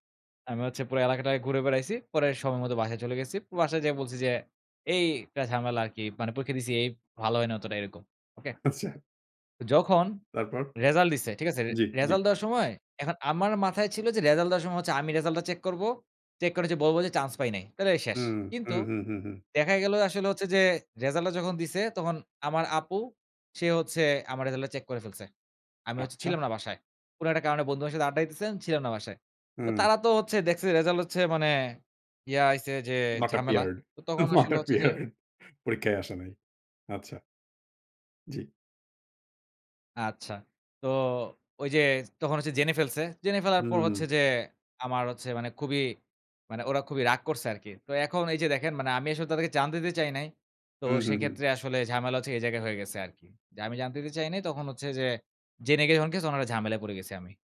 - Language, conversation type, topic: Bengali, podcast, পরিবার বা সমাজের চাপের মধ্যেও কীভাবে আপনি নিজের সিদ্ধান্তে অটল থাকেন?
- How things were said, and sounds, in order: laughing while speaking: "আচ্ছা"; "আসছে" said as "আইছে"; in English: "Not appeared, not appeared"; scoff